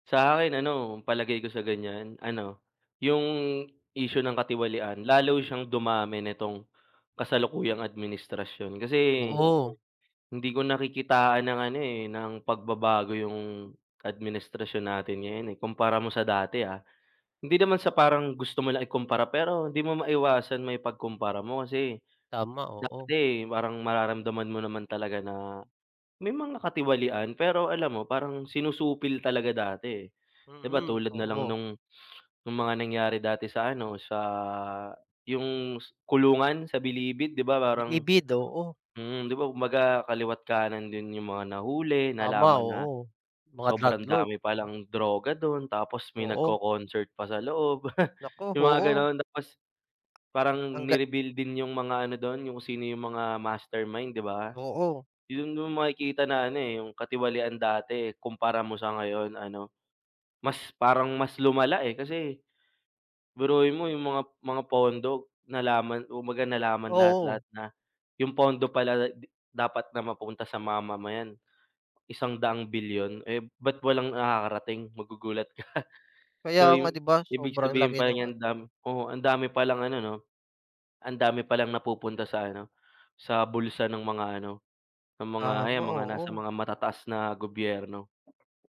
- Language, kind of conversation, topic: Filipino, unstructured, Ano ang palagay mo sa mga isyu ng katiwalian sa gobyerno?
- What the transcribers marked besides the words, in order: other background noise; sniff; scoff; laughing while speaking: "ka"; background speech